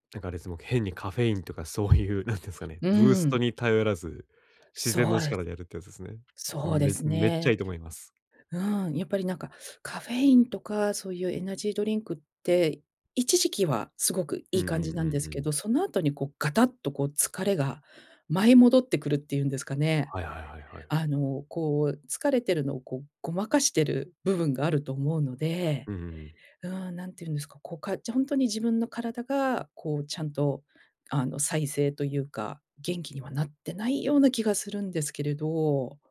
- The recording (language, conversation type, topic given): Japanese, advice, 短時間で元気を取り戻すにはどうすればいいですか？
- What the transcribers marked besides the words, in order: none